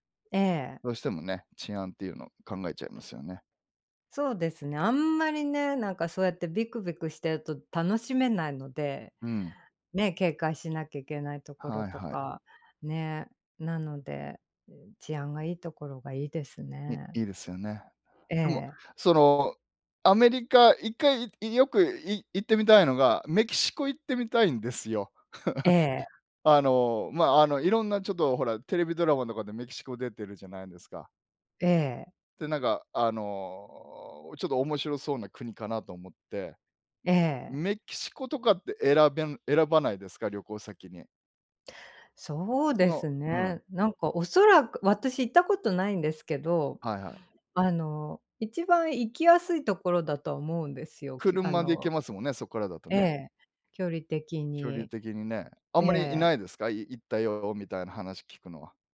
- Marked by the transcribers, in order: chuckle; drawn out: "あの"
- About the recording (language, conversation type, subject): Japanese, unstructured, あなたの理想の旅行先はどこですか？